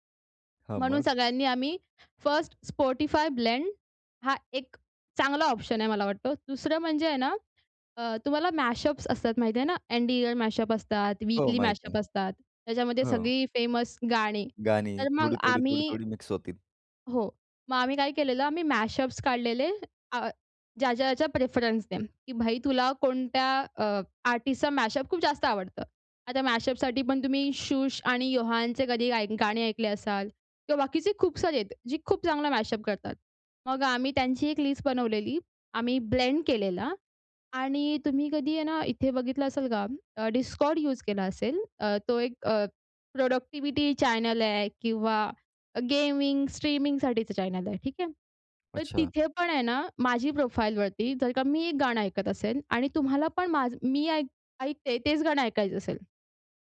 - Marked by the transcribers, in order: in English: "ब्लेंड"; in English: "मॅशअप्स"; in English: "एन्ड इयर मॅशअप"; in English: "वीकली मॅशअप"; in English: "फेमस"; in English: "मॅशअप्स"; in English: "प्रेफरन्सने"; in English: "मॅशअप"; in English: "मॅशअपसाठी"; in English: "मॅशअप"; in English: "ब्लेंड"; in English: "प्रोडक्टिविटी चॅनल"; in English: "स्ट्रीमिंगसाठीचं"; in English: "चॅनल"; in English: "प्रोफाईलवरती"
- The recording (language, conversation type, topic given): Marathi, podcast, एकत्र प्लेलिस्ट तयार करताना मतभेद झाले तर तुम्ही काय करता?